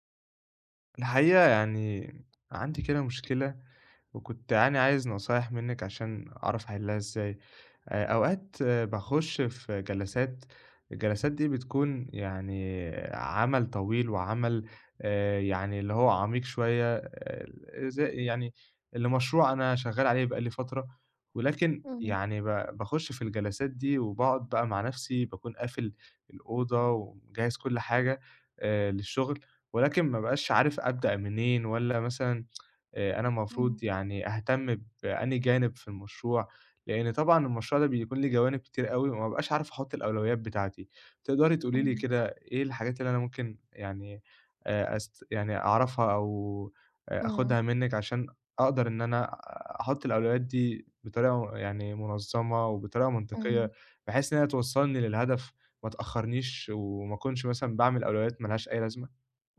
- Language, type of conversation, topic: Arabic, advice, إزاي عدم وضوح الأولويات بيشتّت تركيزي في الشغل العميق؟
- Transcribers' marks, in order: tapping; other background noise; tsk